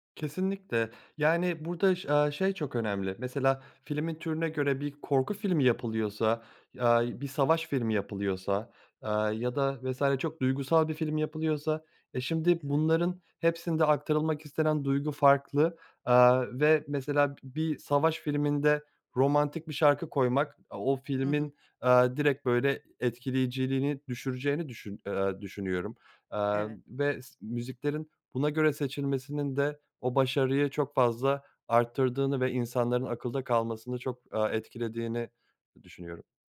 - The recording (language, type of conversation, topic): Turkish, podcast, Müzik filmle buluştuğunda duygularınız nasıl etkilenir?
- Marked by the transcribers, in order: other background noise